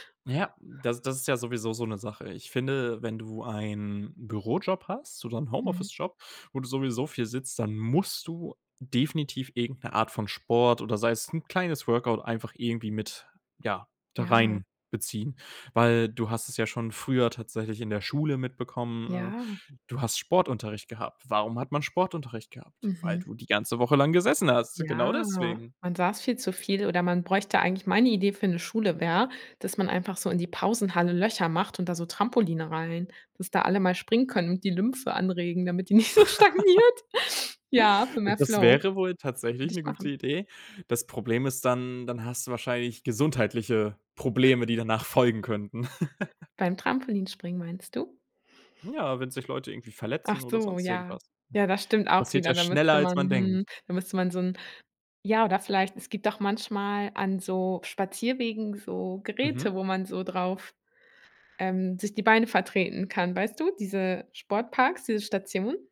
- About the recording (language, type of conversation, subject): German, podcast, Wie integrierst du Bewegung in einen sitzenden Alltag?
- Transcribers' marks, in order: stressed: "musst"; tapping; other background noise; drawn out: "Ja"; laugh; laughing while speaking: "nicht so stagniert"; laugh